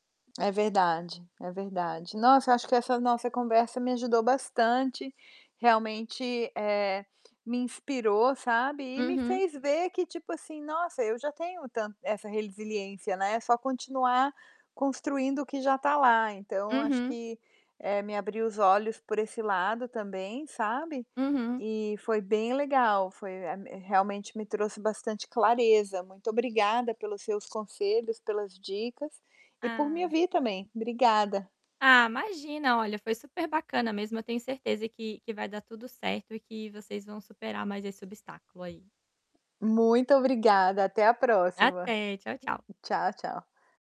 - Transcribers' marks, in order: tapping; other background noise
- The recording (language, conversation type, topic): Portuguese, advice, Como posso construir resiliência quando algo inesperado me derruba e eu me sinto sem rumo?